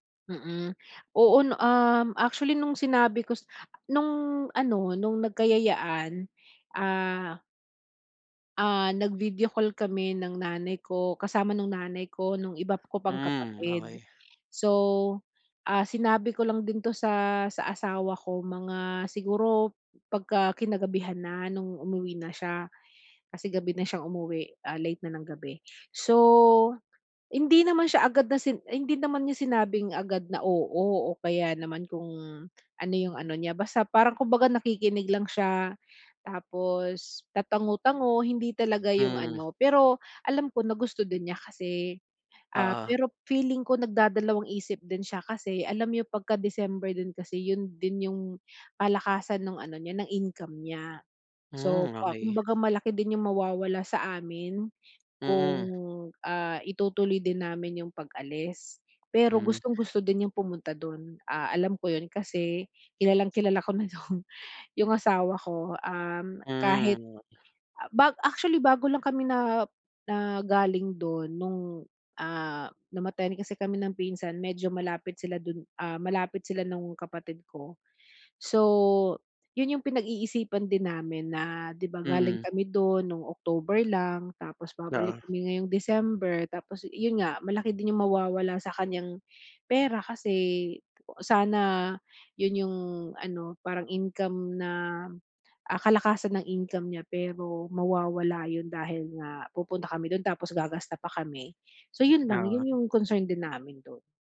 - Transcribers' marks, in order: laughing while speaking: "na yung"; tapping
- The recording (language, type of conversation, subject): Filipino, advice, Paano ako makakapagbakasyon at mag-eenjoy kahit maliit lang ang budget ko?